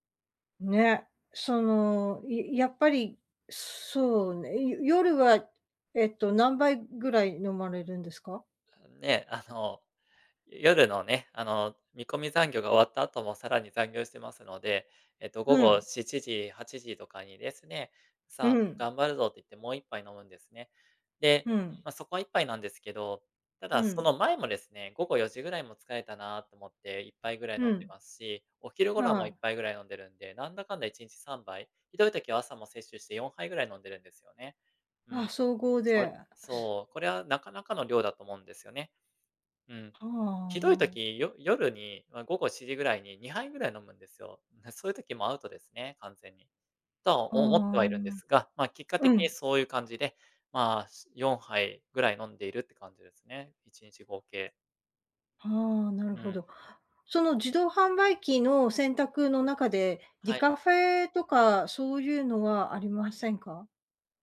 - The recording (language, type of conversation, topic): Japanese, advice, カフェインや昼寝が原因で夜の睡眠が乱れているのですが、どうすれば改善できますか？
- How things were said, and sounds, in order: other background noise; unintelligible speech